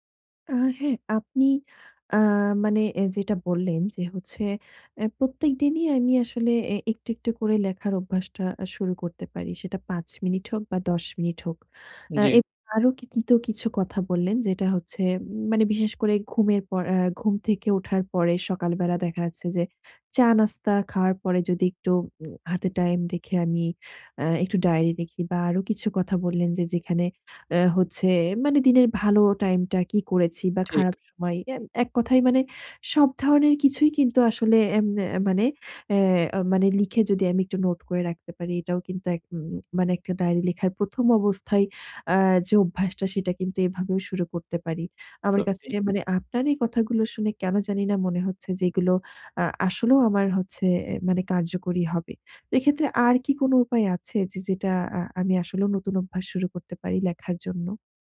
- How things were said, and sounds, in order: tapping
- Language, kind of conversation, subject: Bengali, advice, কৃতজ্ঞতার দিনলিপি লেখা বা ডায়েরি রাখার অভ্যাস কীভাবে শুরু করতে পারি?